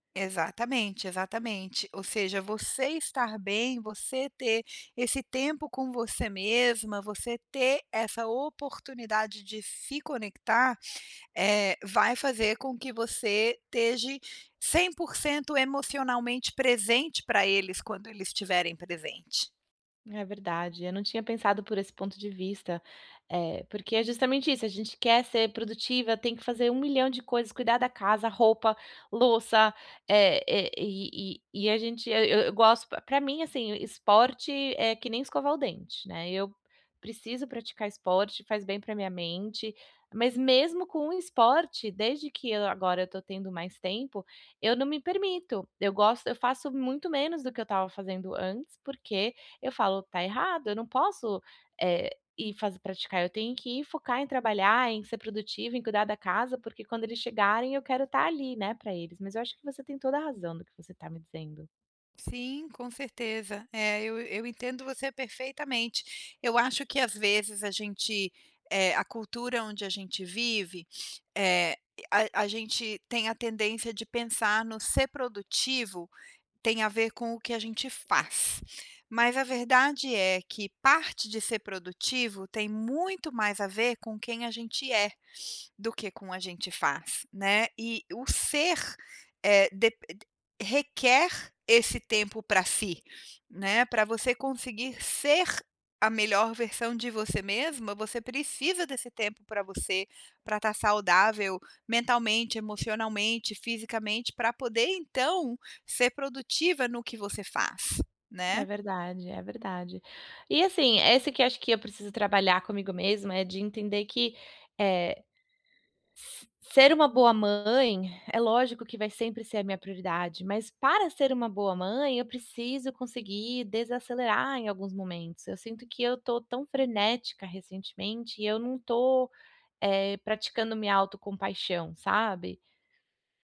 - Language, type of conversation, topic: Portuguese, advice, Por que me sinto culpado ao tirar um tempo para lazer?
- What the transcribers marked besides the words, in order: "esteja" said as "teje"